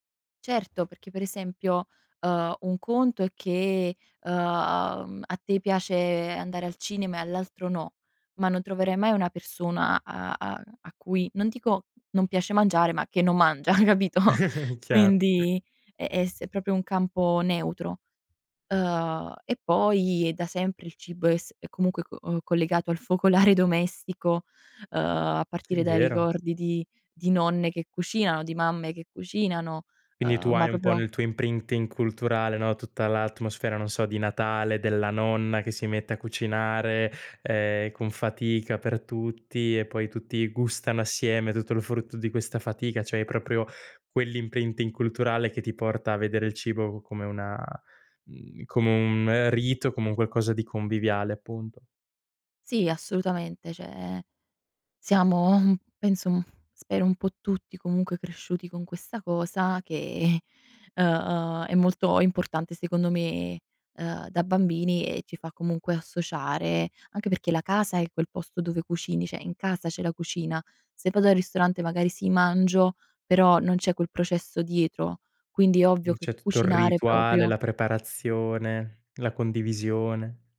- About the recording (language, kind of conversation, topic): Italian, podcast, C'è un piccolo gesto che, per te, significa casa?
- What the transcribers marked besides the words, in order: chuckle; giggle; other background noise; "proprio" said as "propio"; "vero" said as "tindero"; "proprio" said as "propio"; in English: "imprinting"; "proprio" said as "propio"; in English: "imprinting"; "cioè" said as "ceh"; sigh; sigh; "cioè" said as "ceh"; "proprio" said as "propio"